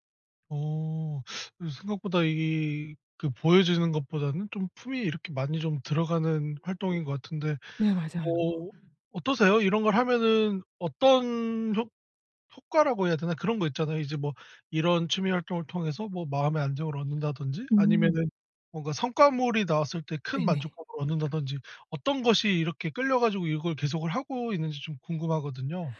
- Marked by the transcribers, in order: teeth sucking; other background noise
- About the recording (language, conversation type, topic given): Korean, podcast, 취미를 꾸준히 이어갈 수 있는 비결은 무엇인가요?